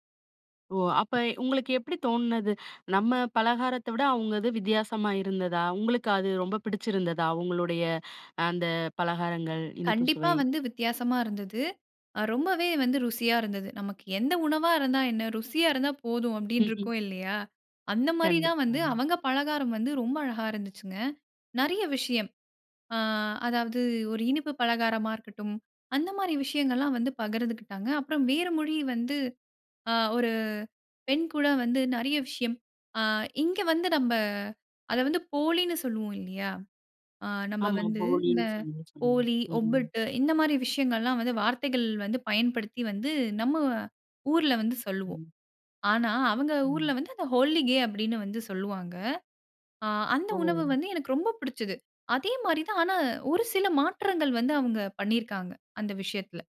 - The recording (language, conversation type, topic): Tamil, podcast, பல்கலாசார நண்பர்கள் உங்கள் வாழ்க்கையை எப்படி மாற்றியதாக நீங்கள் நினைக்கிறீர்கள்?
- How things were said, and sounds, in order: laugh; in Kannada: "ஓலி, ஒப்பட்டு"; unintelligible speech; in Hindi: "ஹோலி கே"